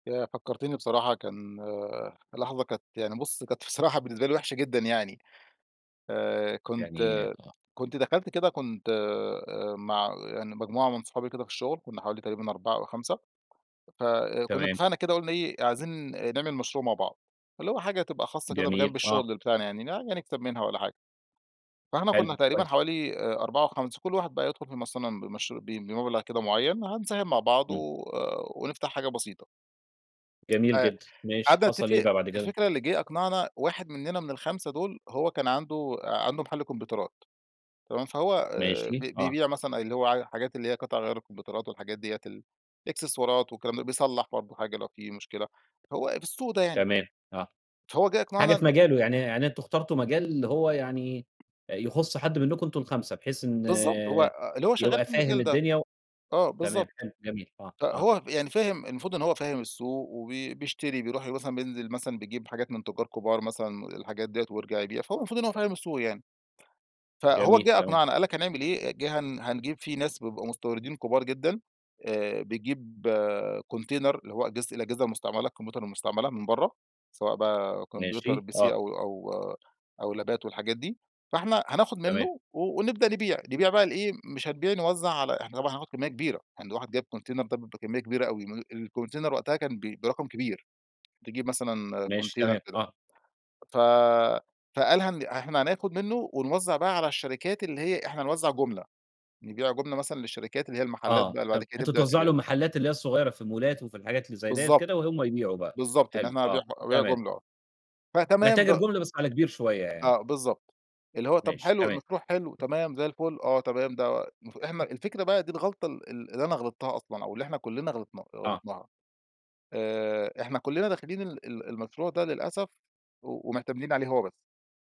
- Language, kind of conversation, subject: Arabic, podcast, إيه هي اللحظة اللي خسرت فيها حاجة واتعلمت منها؟
- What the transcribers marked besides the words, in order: other background noise; tapping; in English: "كونتينر"; in English: "PC"; in English: "لابات"; in English: "كونتينر"; in English: "الكونتينر"; in English: "كونتينر"